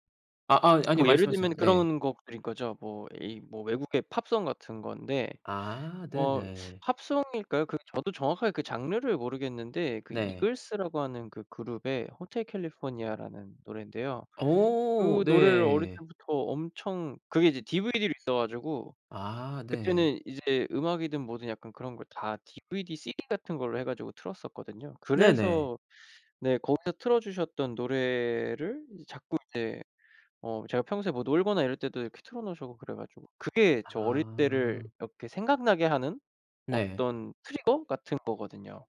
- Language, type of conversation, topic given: Korean, podcast, 어떤 노래가 어린 시절을 가장 잘 떠올리게 하나요?
- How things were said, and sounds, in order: tsk; teeth sucking; other background noise; put-on voice: "California라는"; in English: "trigger"